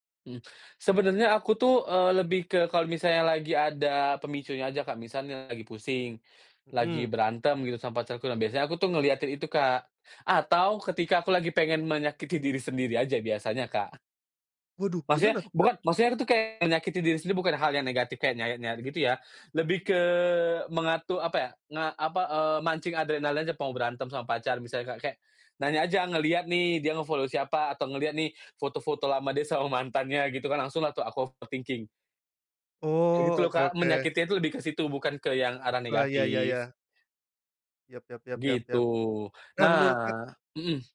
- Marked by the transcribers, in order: in English: "nge-follow"; in English: "overthinking"
- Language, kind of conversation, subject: Indonesian, podcast, Menurutmu, apa perbedaan antara berpikir matang dan berpikir berlebihan?